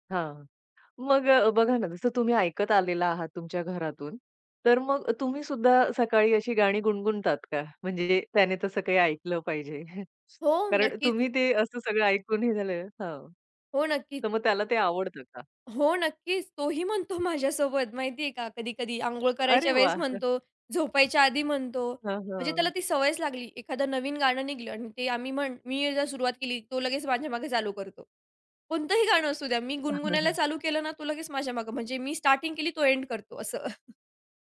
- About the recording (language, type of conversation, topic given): Marathi, podcast, तुमच्या संस्कृतीतील गाणी पिढ्यान्पिढ्या कशा पद्धतीने पुढे जातात?
- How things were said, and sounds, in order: chuckle; other background noise; tapping; laughing while speaking: "माझ्यासोबत"; chuckle; "निघालं" said as "निघलं"; chuckle; chuckle